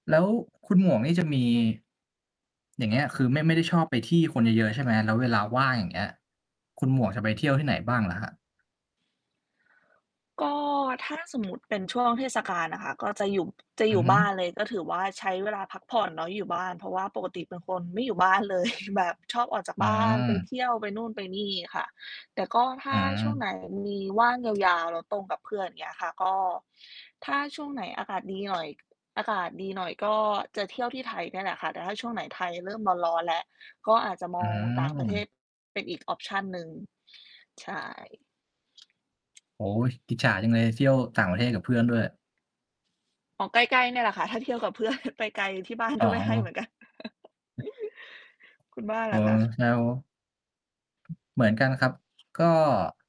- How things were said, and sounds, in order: mechanical hum; distorted speech; tapping; laughing while speaking: "เลย"; in English: "ออปชัน"; laughing while speaking: "เพื่อน"; chuckle; unintelligible speech; other background noise
- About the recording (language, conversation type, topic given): Thai, unstructured, คุณชอบไปเที่ยวที่ไหนในเวลาว่าง?